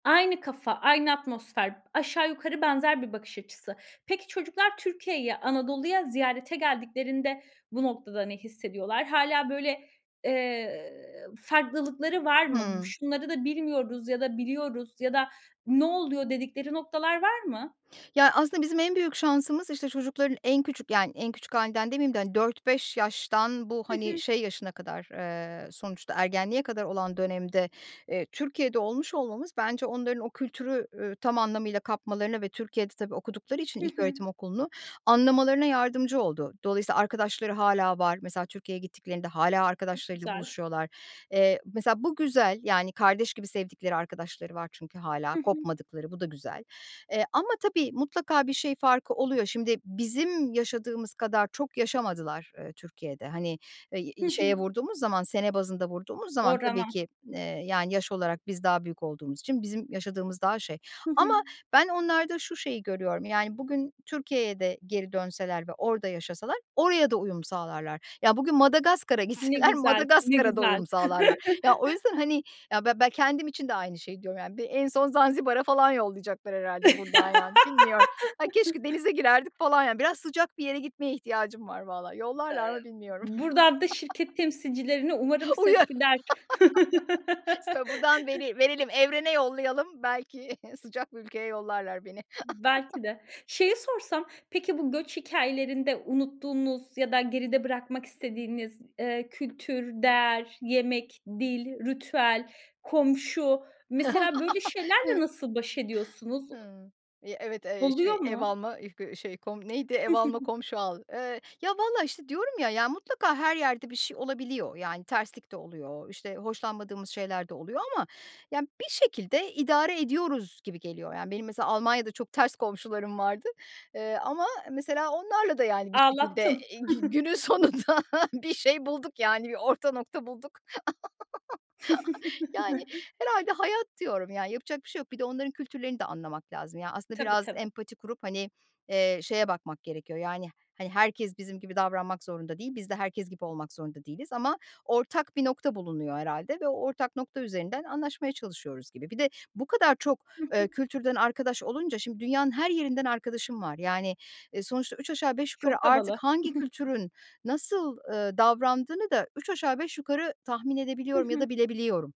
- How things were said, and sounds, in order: other background noise; unintelligible speech; laughing while speaking: "gitseler"; chuckle; laugh; joyful: "Bir en son Zanzibar'a falan yollayacaklar herhâlde buradan yani"; joyful: "Ay, keşke denize girerdik falan yani"; laugh; laughing while speaking: "Uyar. Mesela"; laugh; laughing while speaking: "Belki"; chuckle; laugh; chuckle; laughing while speaking: "sonunda"; chuckle; laugh; chuckle; chuckle
- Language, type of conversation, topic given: Turkish, podcast, Göç hikâyeniz aile kimliğinizi nasıl etkiledi?